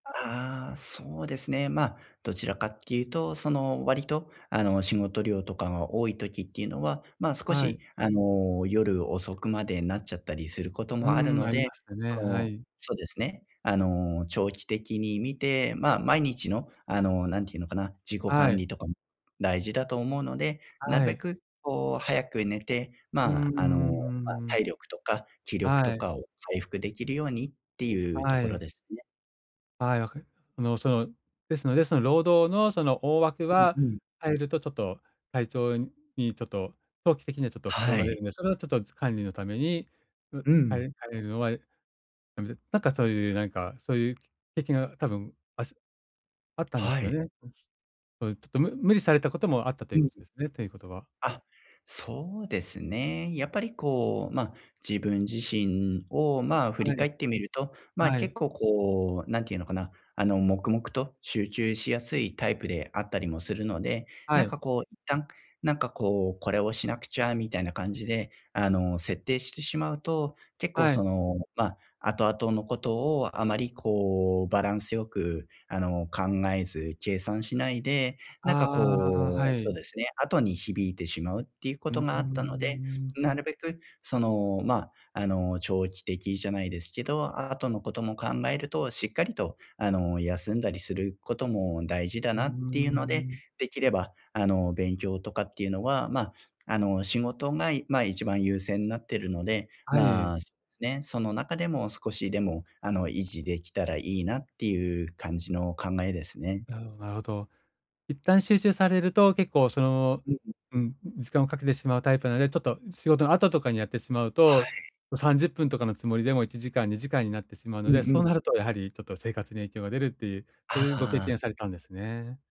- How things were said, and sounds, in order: other background noise; unintelligible speech
- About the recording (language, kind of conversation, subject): Japanese, advice, モチベーションが下がったときでも習慣を続けるにはどうすればいいですか？